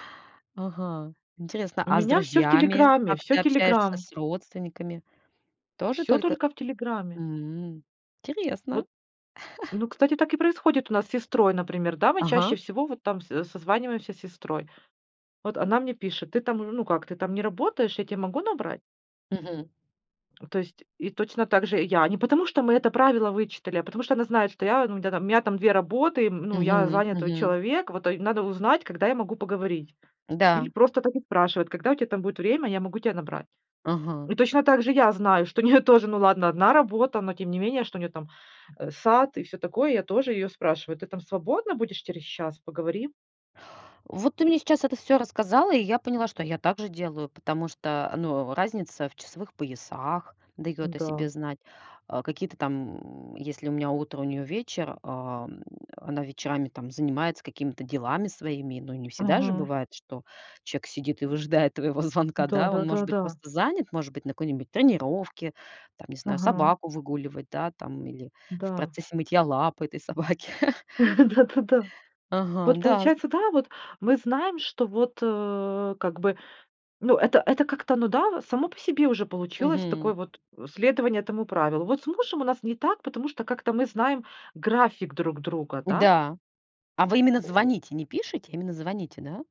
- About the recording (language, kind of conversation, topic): Russian, podcast, Как вы выбираете между звонком и сообщением?
- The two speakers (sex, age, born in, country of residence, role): female, 40-44, Russia, United States, host; female, 40-44, Ukraine, Mexico, guest
- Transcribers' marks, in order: tapping; chuckle; other background noise; laughing while speaking: "нее тоже"; grunt; grunt; chuckle